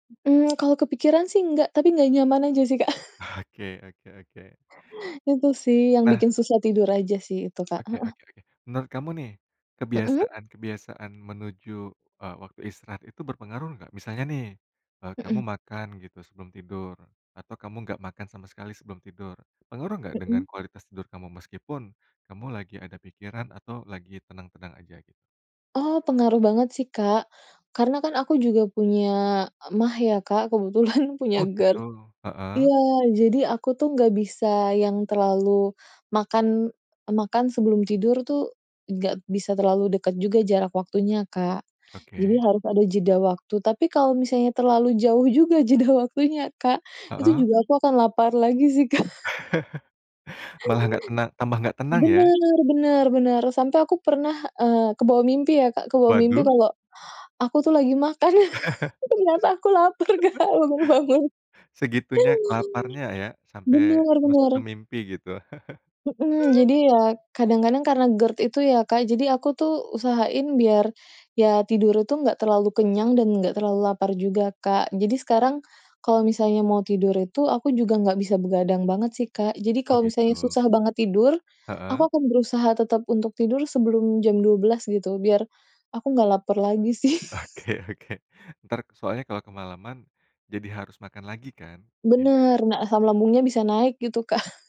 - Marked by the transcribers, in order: tapping; chuckle; laughing while speaking: "Oke"; "gitu" said as "gie"; chuckle; chuckle; chuckle; laugh; laughing while speaking: "ternyata aku lapar, Kak, baru bangun"; unintelligible speech; laugh; laughing while speaking: "Oke oke"; chuckle; chuckle
- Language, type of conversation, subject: Indonesian, podcast, Apa yang kamu lakukan kalau susah tidur karena pikiran nggak tenang?